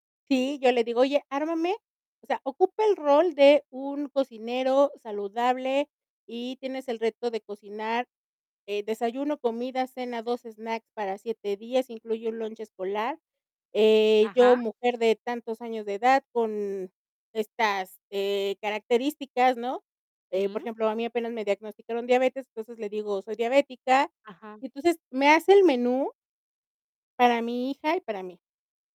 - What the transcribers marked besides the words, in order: none
- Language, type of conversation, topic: Spanish, podcast, ¿Cómo aprendiste a cocinar con poco presupuesto?